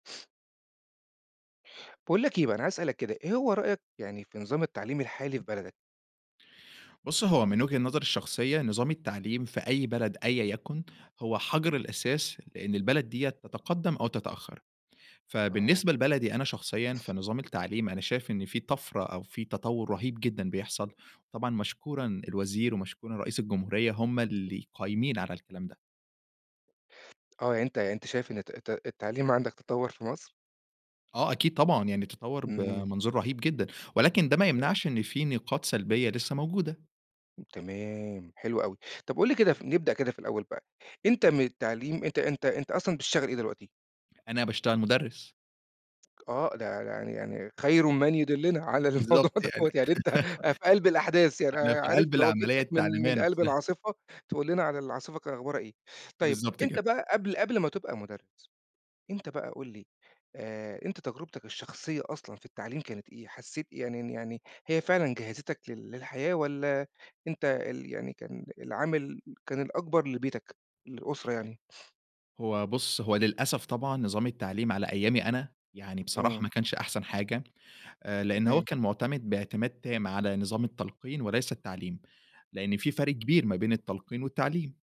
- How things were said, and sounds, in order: other noise; laughing while speaking: "على الموضوع دوّة، يعني أنت"; laugh
- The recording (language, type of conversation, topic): Arabic, podcast, إيه رأيك في نظام التعليم دلوقتي في بلدك؟